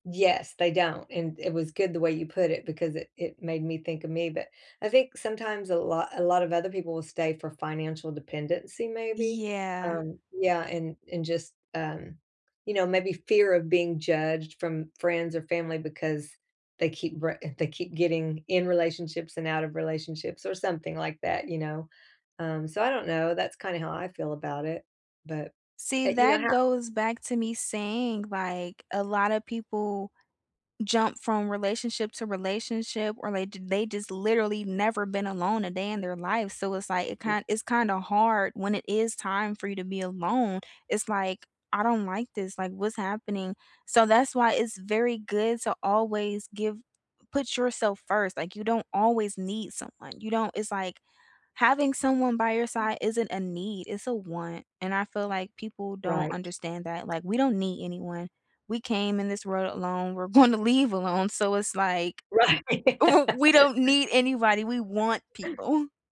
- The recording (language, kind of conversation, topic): English, unstructured, Why do some people stay in unhealthy relationships?
- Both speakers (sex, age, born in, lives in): female, 20-24, United States, United States; female, 60-64, United States, United States
- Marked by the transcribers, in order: other background noise; tapping; laughing while speaking: "gonna leave alone"; laughing while speaking: "Right"; chuckle; laugh